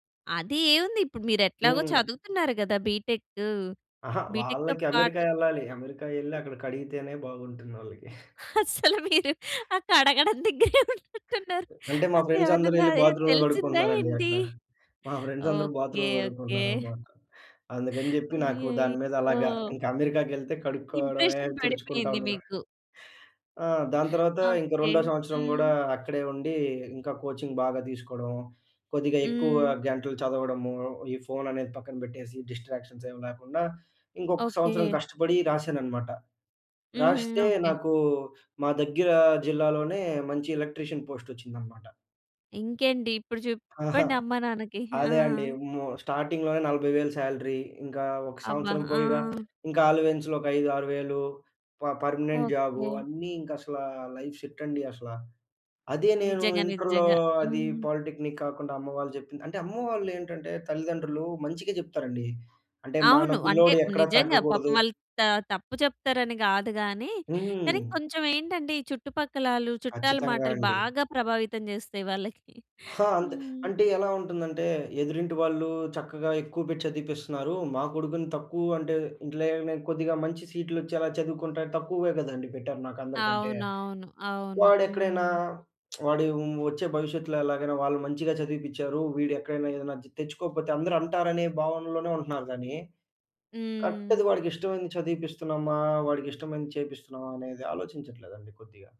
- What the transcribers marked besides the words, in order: in English: "బీటెక్‌తో"; other noise; laughing while speaking: "అసలు మీరు ఆ కడగడం దగ్గరే ఉన్నట్టు ఉన్నారు. అంటే ఎవరినైనా ఎ తెలిసిందా ఏంటి?"; giggle; in English: "ఫ్రెండ్స్"; in English: "ఫ్రెండ్స్"; in English: "ఇంప్రెషన్"; in English: "కోచింగ్"; in English: "డిస్ట్రాక్షన్స్"; in English: "ఎలక్ట్రీషియన్ పోస్ట్"; in English: "స్టార్టింగ్‌లోనే"; in English: "సాలరీ"; other background noise; in English: "ప పర్మనెంట్"; in English: "లైఫ్ సెట్"; in English: "పాలిటెక్నిక్"; giggle; lip smack; in English: "కరెక్ట్‌ది"
- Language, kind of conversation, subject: Telugu, podcast, మీరు తీసుకున్న ఒక నిర్ణయం మీ జీవితాన్ని ఎలా మలచిందో చెప్పగలరా?